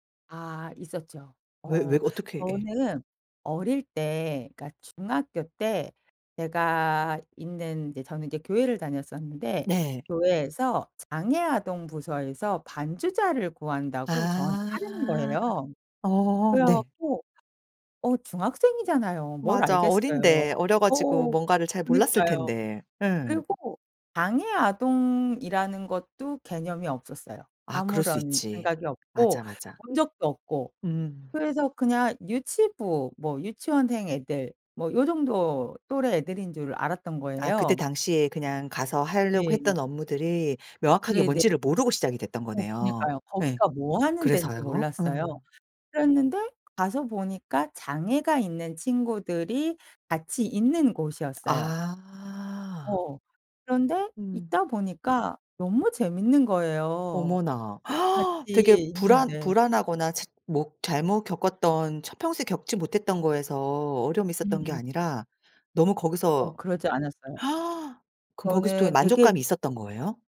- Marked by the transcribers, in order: tapping; other background noise; gasp; gasp
- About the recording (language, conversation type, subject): Korean, podcast, 지금 하고 계신 일이 본인에게 의미가 있나요?